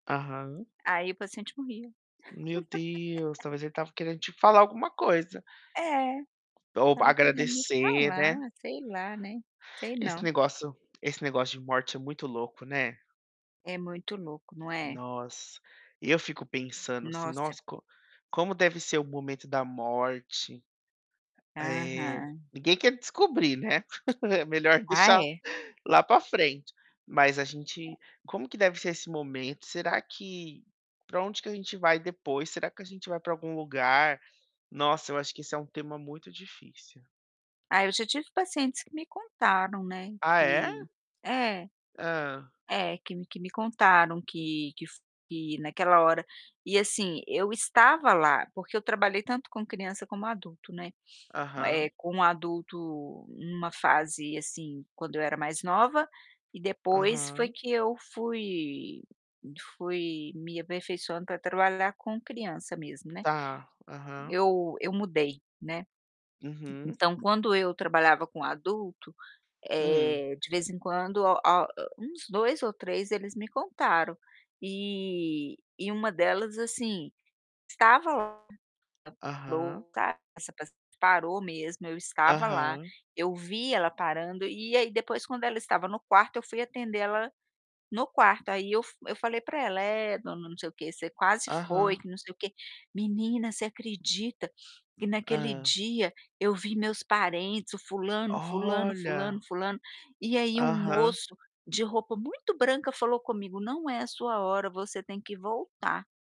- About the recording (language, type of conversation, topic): Portuguese, unstructured, Como você interpreta sinais que parecem surgir nos momentos em que mais precisa?
- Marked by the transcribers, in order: laugh; tapping; other background noise; laugh; distorted speech